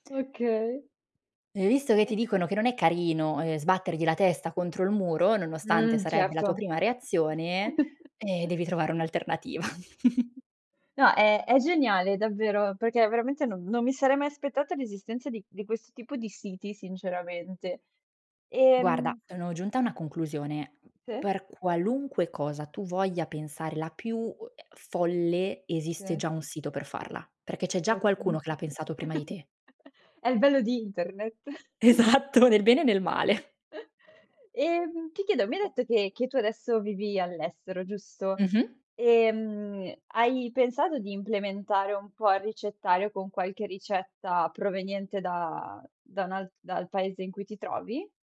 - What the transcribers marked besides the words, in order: other background noise; chuckle; snort; chuckle; chuckle; laughing while speaking: "Esatto"
- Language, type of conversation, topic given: Italian, podcast, Come si tramandano le ricette nella tua famiglia?